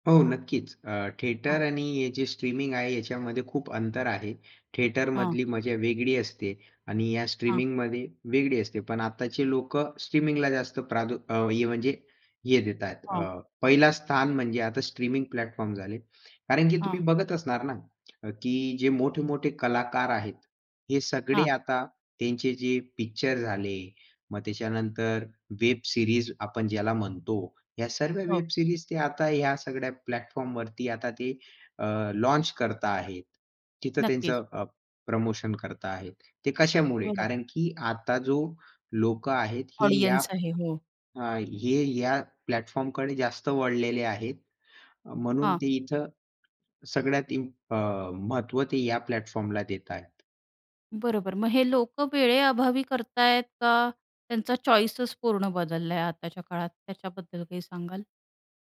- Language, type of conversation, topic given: Marathi, podcast, स्ट्रीमिंगमुळे सिनेसृष्टीत झालेले बदल तुमच्या अनुभवातून काय सांगतात?
- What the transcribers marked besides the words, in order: in English: "थिएटर"; in English: "थिएटरमधली"; in English: "प्लॅटफॉर्म"; in English: "वेब सिरीज"; in English: "वेब सिरीज"; in English: "प्लॅटफॉर्मवरती"; in English: "लॉन्च"; in English: "ऑडियन्स"; in English: "प्लॅटफॉर्मकडे"; other noise; in English: "प्लॅटफॉर्मला"; tapping; in English: "चॉईसच"; laughing while speaking: "बदललाय आताच्या"